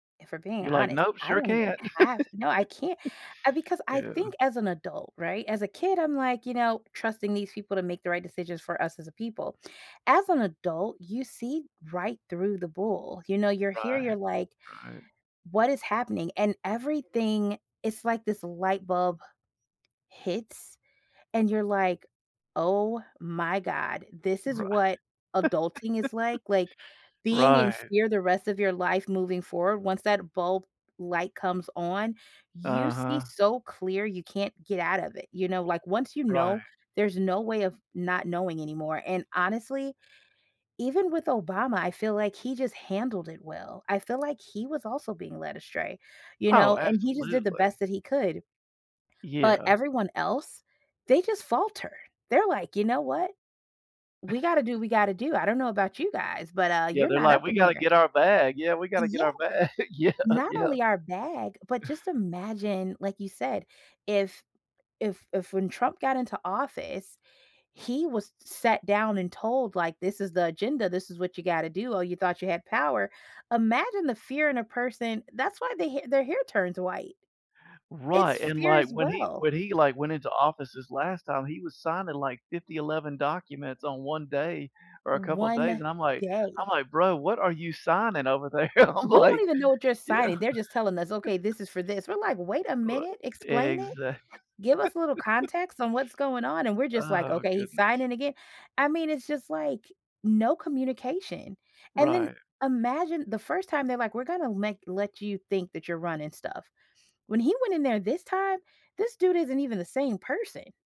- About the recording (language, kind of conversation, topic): English, unstructured, What makes a good leader in government?
- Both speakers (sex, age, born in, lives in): female, 40-44, United States, United States; male, 45-49, United States, United States
- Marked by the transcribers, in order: chuckle; chuckle; tapping; chuckle; laughing while speaking: "Yeah. Yeah"; chuckle; laughing while speaking: "I'm like"; chuckle; chuckle